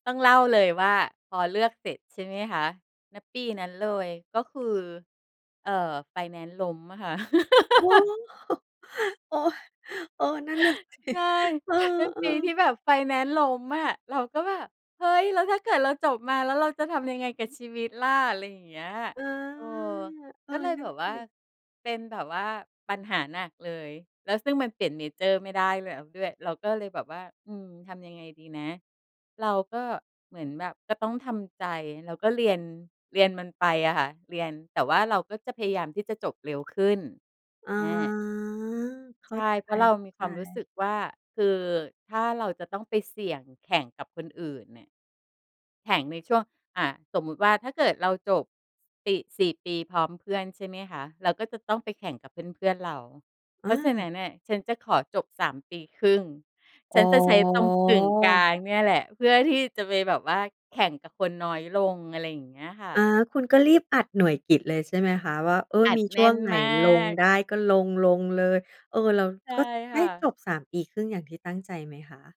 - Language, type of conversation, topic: Thai, podcast, คุณช่วยเล่าเหตุการณ์ที่เปลี่ยนชีวิตคุณให้ฟังหน่อยได้ไหม?
- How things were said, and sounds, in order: chuckle; laughing while speaking: "สิ"; drawn out: "อ๋อ"; drawn out: "อ๋อ"; tapping